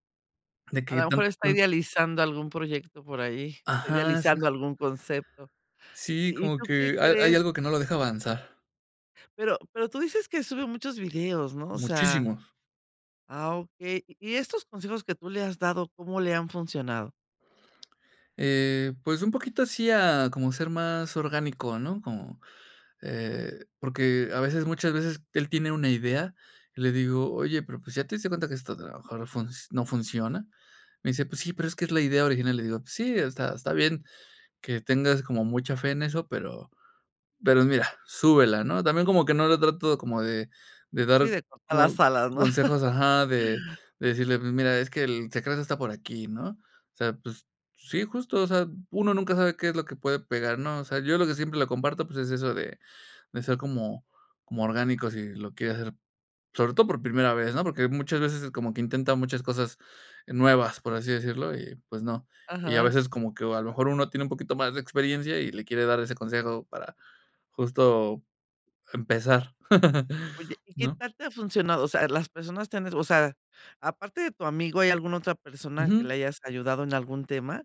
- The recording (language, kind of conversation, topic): Spanish, podcast, ¿Qué consejos darías a alguien que quiere compartir algo por primera vez?
- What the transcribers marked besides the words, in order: other background noise; laugh; laugh